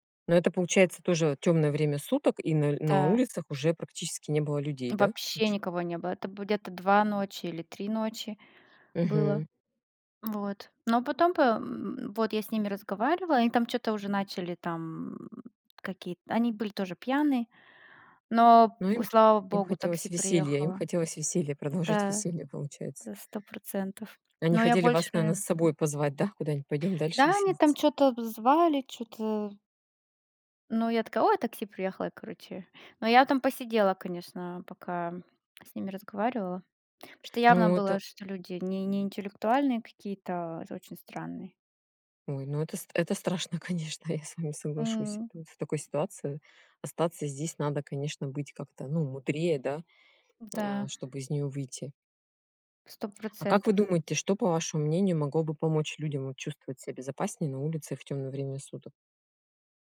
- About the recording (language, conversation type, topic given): Russian, unstructured, Почему, по-вашему, люди боятся выходить на улицу вечером?
- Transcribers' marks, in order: tapping